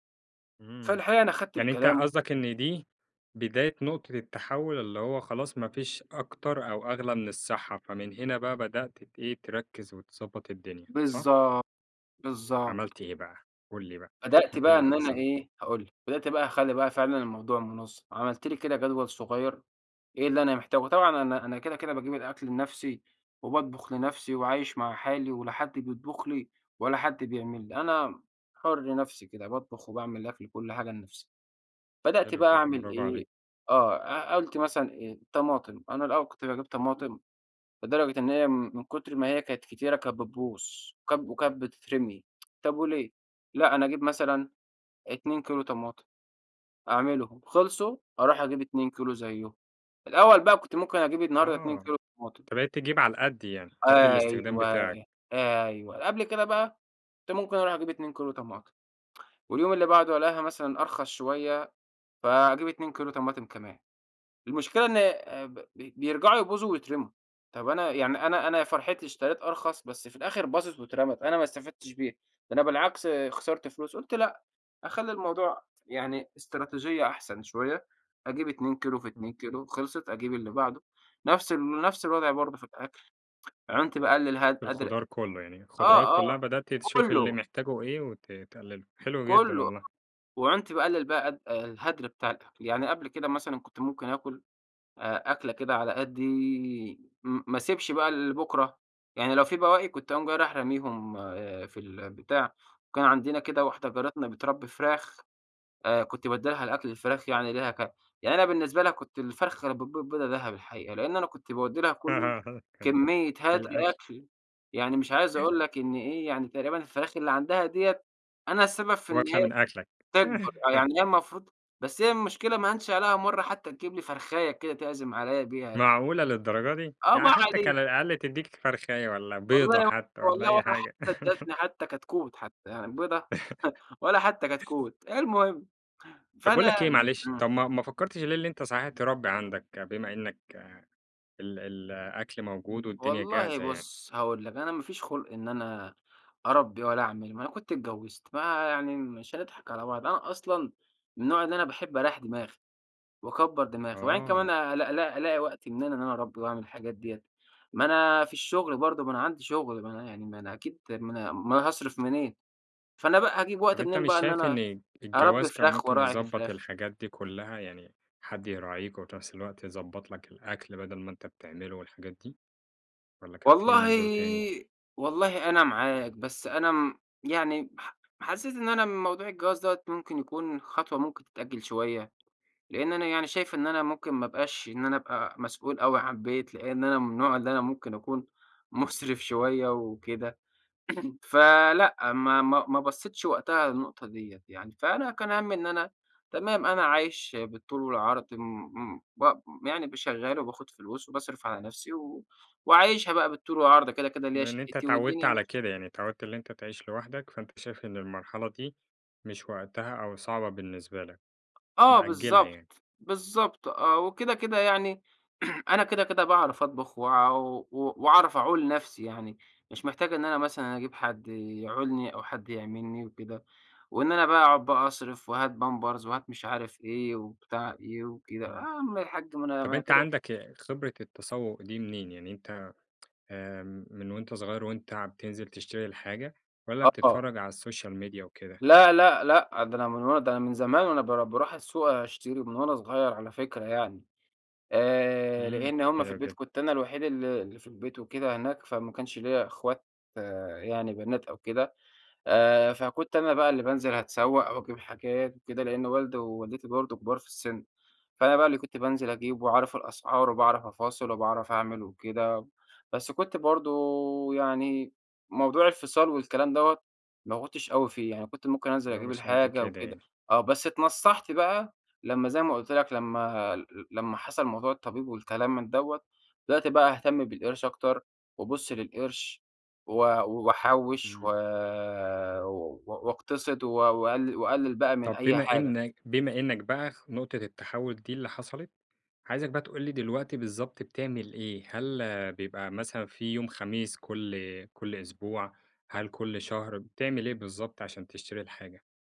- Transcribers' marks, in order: tapping; chuckle; tsk; tsk; tsk; giggle; unintelligible speech; laugh; laugh; chuckle; throat clearing; throat clearing; put-on voice: "يا عَم"; tsk; in English: "السوشيال ميديا"
- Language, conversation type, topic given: Arabic, podcast, إزاي أتسوّق بميزانية معقولة من غير ما أصرف زيادة؟